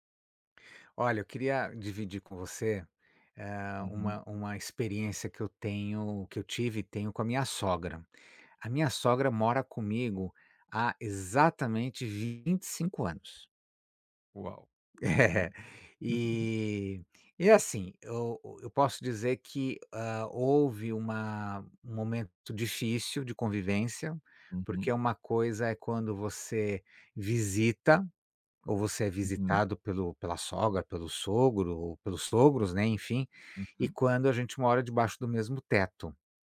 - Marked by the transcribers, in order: laughing while speaking: "É"; chuckle
- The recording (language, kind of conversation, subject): Portuguese, advice, Como lidar com uma convivência difícil com os sogros ou com a família do(a) parceiro(a)?